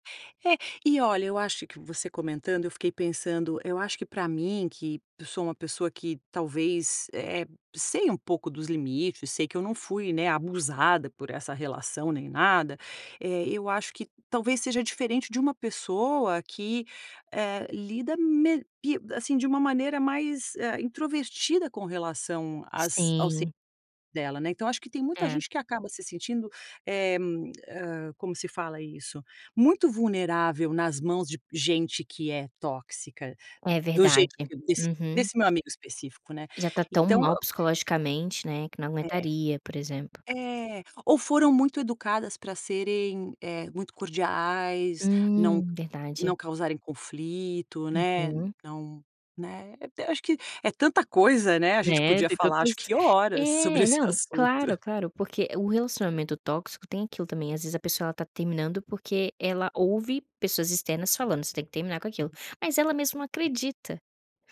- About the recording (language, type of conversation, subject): Portuguese, podcast, Como decidir se é hora de cortar relações com pessoas tóxicas?
- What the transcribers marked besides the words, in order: tapping; laughing while speaking: "sobre esse assunto"